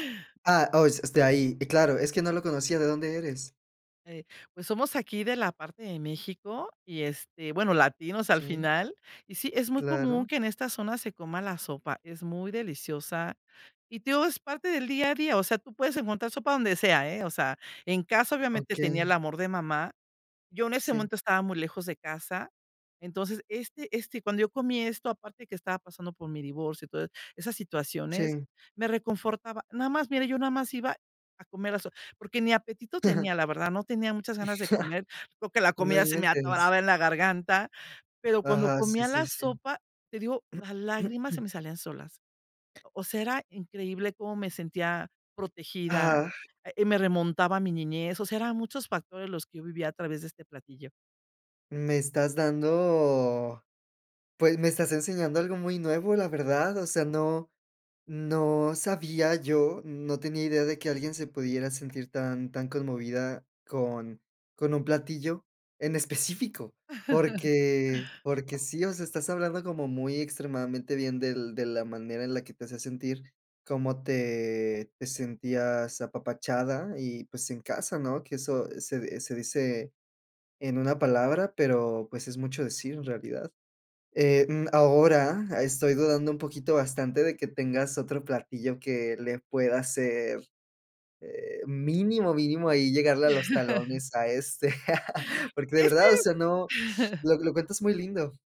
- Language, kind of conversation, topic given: Spanish, podcast, ¿Qué comidas te hacen sentir en casa?
- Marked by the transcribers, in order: chuckle; other background noise; throat clearing; chuckle; chuckle; chuckle